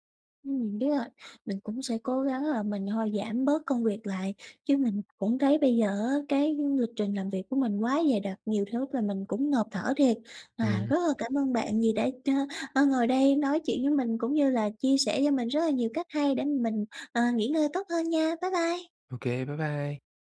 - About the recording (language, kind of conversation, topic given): Vietnamese, advice, Làm thế nào để nhận biết khi nào cơ thể cần nghỉ ngơi?
- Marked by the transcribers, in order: tapping